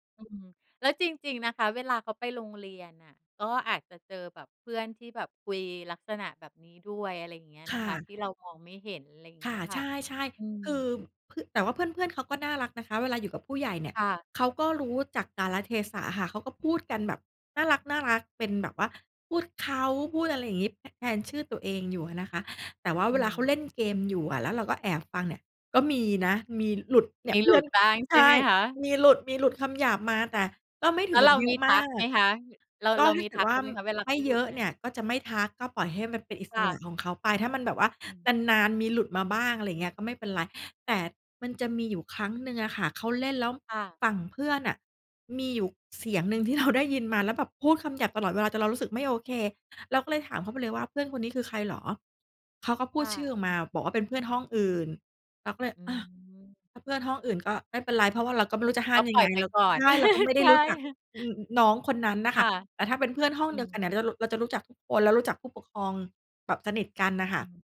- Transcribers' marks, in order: laugh; chuckle
- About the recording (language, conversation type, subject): Thai, podcast, คุณสอนเด็กให้ใช้เทคโนโลยีอย่างปลอดภัยยังไง?